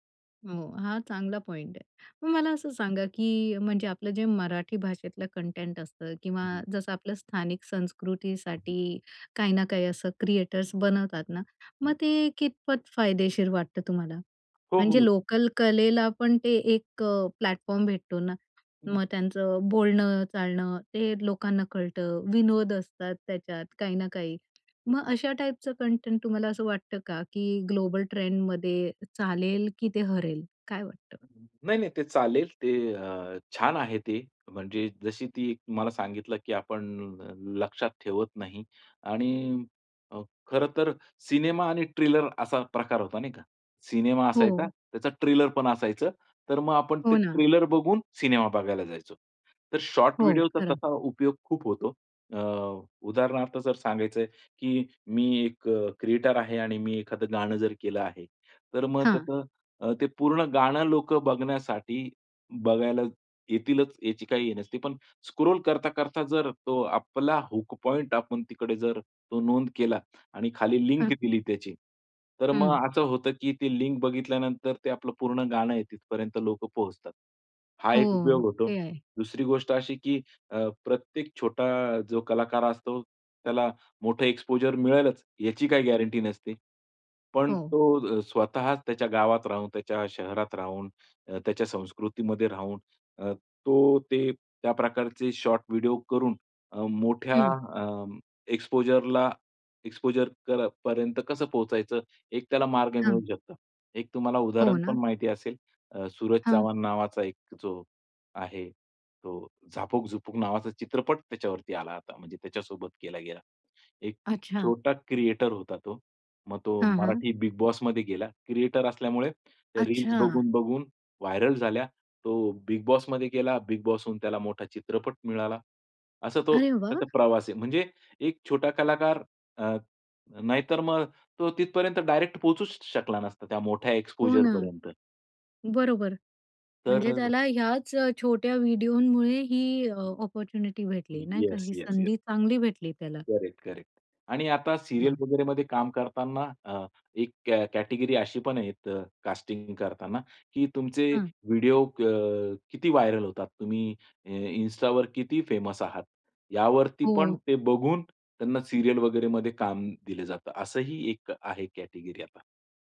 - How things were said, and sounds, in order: in English: "पॉइंट"; in English: "कंटेंट"; in English: "क्रिएटर्स"; in English: "लोकल"; in English: "प्लॅटफॉर्म"; in English: "टाईपचं कंटेंट"; in English: "ग्लोबल ट्रेंडमध्ये"; other background noise; in English: "ट्रेलर"; in English: "ट्रेलर"; in English: "ट्रेलर"; in English: "शॉर्ट व्हिडिओचा"; in English: "क्रिएटर"; in English: "स्क्रोल"; in English: "हुक पॉइंट"; in English: "लिंक"; in English: "लिंक"; in English: "एक्स्पोजर"; in English: "गॅरंटी"; in English: "शॉर्ट व्हिडिओ"; in English: "एक्सपोजरला एक्सपोजर"; in English: "क्रिएटर"; in English: "बिगबॉसमध्ये"; in English: "क्रिएटर"; in English: "रील्स"; in English: "व्हायरल"; joyful: "अरे वाह!"; in English: "डायरेक्ट"; in English: "एक्सपोजरपर्यंत"; in English: "व्हिडिओमुळे"; in English: "अपॉर्च्युनिटी"; in English: "करेक्ट-करेक्ट"; in English: "सीरियल"; in English: "कॅ कॅटेगरी"; in English: "कास्टिंग"; in English: "व्हिडिओ"; in English: "व्हायरल"; in English: "इन्स्टावर"; in English: "फेमस"; in English: "सीरियल"; in English: "कॅटेगरी"
- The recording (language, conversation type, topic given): Marathi, podcast, लघु व्हिडिओंनी मनोरंजन कसं बदललं आहे?